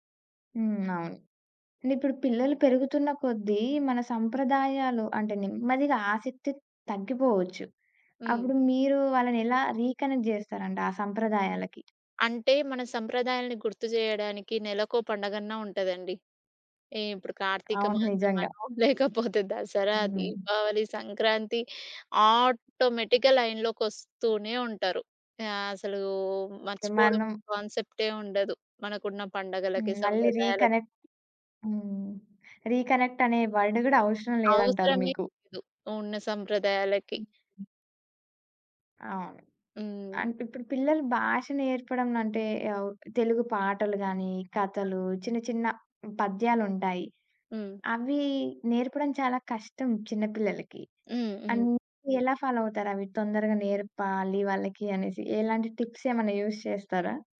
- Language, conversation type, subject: Telugu, podcast, మీ పిల్లలకు మీ సంస్కృతిని ఎలా నేర్పిస్తారు?
- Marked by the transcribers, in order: in English: "రీ కనెక్ట్"; tapping; laughing while speaking: "లేకపోతే"; in English: "ఆటోమేటిక్‌గా లైన్‌లోకి"; other background noise; in English: "రీ కనెక్ట్"; in English: "రీ కనెక్ట్"; in English: "వర్డ్"; in English: "ఫాలో"; in English: "టిప్స్"; in English: "యూస్"